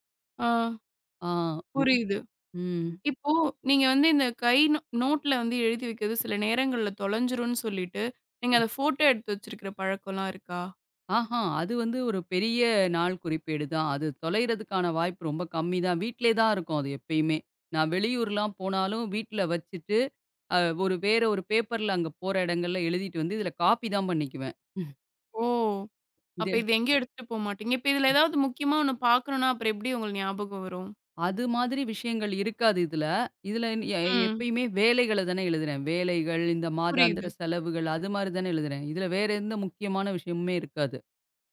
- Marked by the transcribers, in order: other background noise; tapping; in English: "காப்பிதான்"; chuckle; unintelligible speech; other noise
- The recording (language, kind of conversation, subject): Tamil, podcast, கைபேசியில் குறிப்பெடுப்பதா அல்லது காகிதத்தில் குறிப்பெடுப்பதா—நீங்கள் எதைத் தேர்வு செய்வீர்கள்?